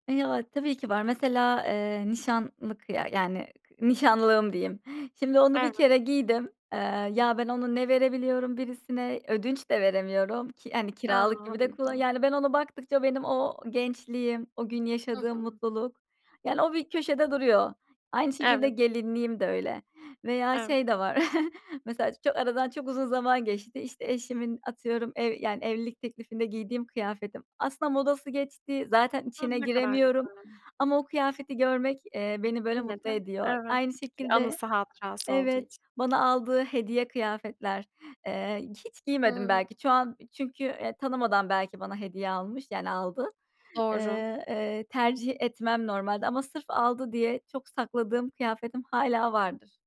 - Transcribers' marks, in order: other background noise; chuckle
- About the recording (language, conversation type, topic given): Turkish, podcast, Günlük kıyafet seçimlerini belirleyen etkenler nelerdir?